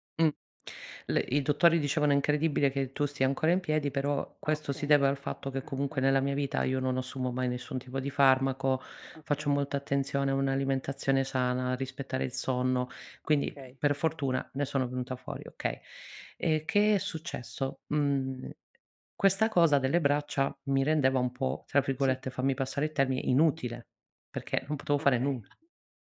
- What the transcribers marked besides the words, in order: none
- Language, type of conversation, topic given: Italian, podcast, Come capisci quando è il momento di ascoltare invece di parlare?